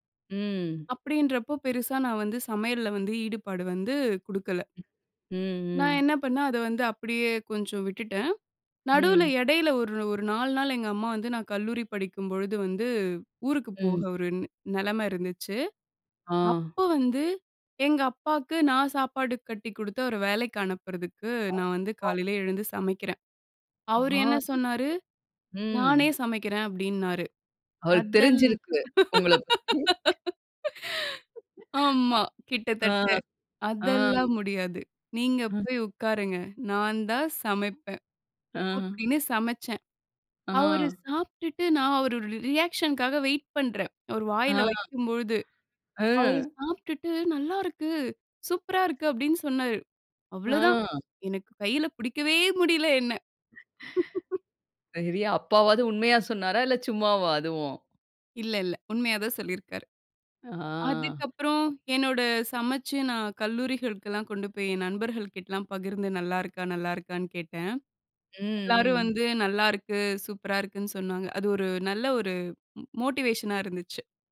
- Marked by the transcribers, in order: other noise; other background noise; unintelligible speech; drawn out: "ஆம்"; laugh; chuckle; put-on voice: "நல்லா இருக்கு, சூப்பரா இருக்கு"; tapping; chuckle; in English: "மோ மோட்டிவேஷனா"
- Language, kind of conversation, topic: Tamil, podcast, உங்களுக்குச் சமையலின் மீது ஆர்வம் எப்படி வளர்ந்தது?